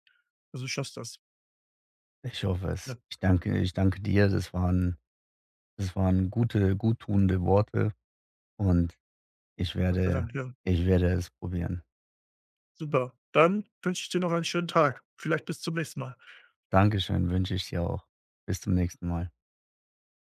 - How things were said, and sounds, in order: none
- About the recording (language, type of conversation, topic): German, advice, Wie kann ich mit Unsicherheit nach Veränderungen bei der Arbeit umgehen?